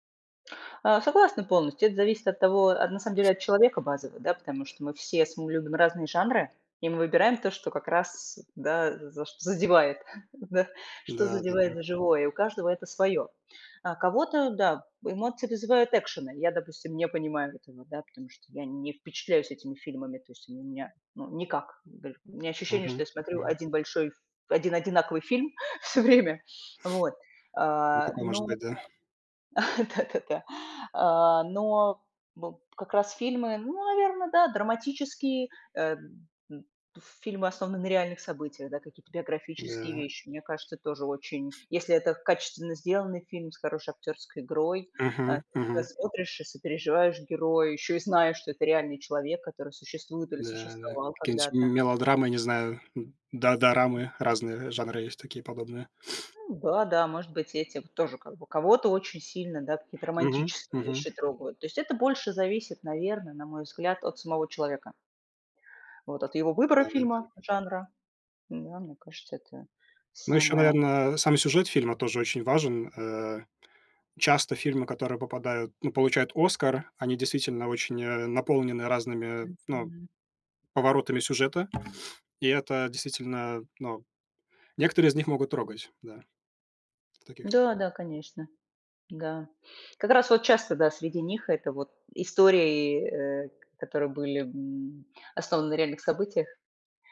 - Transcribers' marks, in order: other background noise; chuckle; sniff; laughing while speaking: "всё время"; tapping; chuckle; laughing while speaking: "Да-да-да"; "Какие-нибудь" said as "киенить"; sniff; sniff
- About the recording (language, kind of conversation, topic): Russian, unstructured, Почему фильмы часто вызывают сильные эмоции у зрителей?